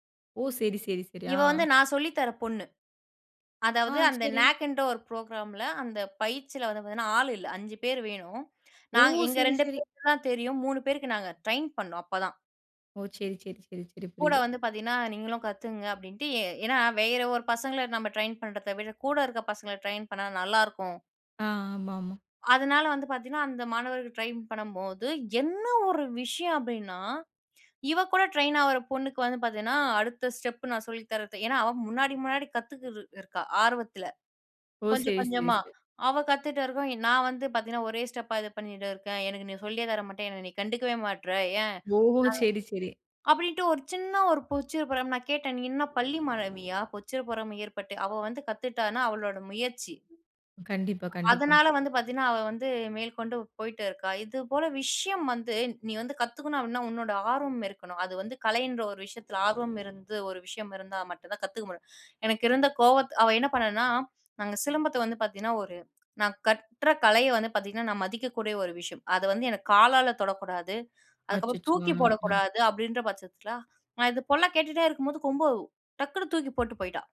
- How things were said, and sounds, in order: other background noise; in English: "புரோகிராம்"; in English: "ட்ரெயின்"; in English: "ட்ரெயின்"; in English: "ட்ரெயின்"; in English: "ட்ரைன்"; in English: "ட்ரெயின்"; "போல" said as "பொள்ள"
- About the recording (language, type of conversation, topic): Tamil, podcast, ஒரு நட்பில் ஏற்பட்ட பிரச்சனையை நீங்கள் எவ்வாறு கையாள்ந்தீர்கள்?